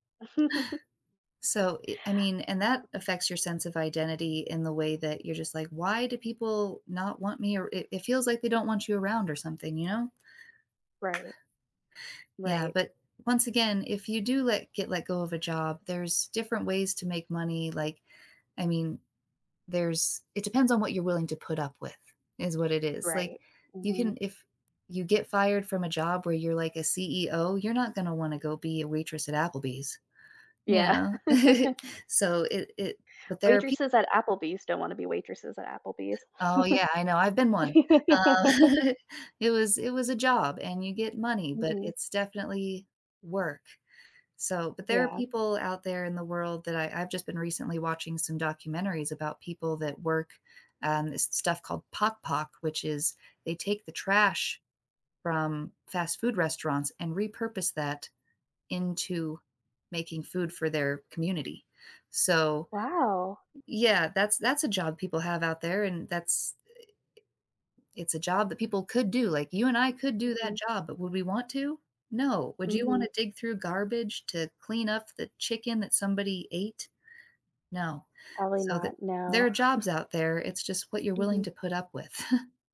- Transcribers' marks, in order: laugh; other background noise; laugh; chuckle; laugh; chuckle; laugh; "Pagpag" said as "pakpak"; chuckle; tapping; chuckle
- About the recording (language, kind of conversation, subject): English, unstructured, How do people cope with the sudden changes that come from losing a job?
- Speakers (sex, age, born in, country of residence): female, 30-34, United States, United States; female, 35-39, United States, United States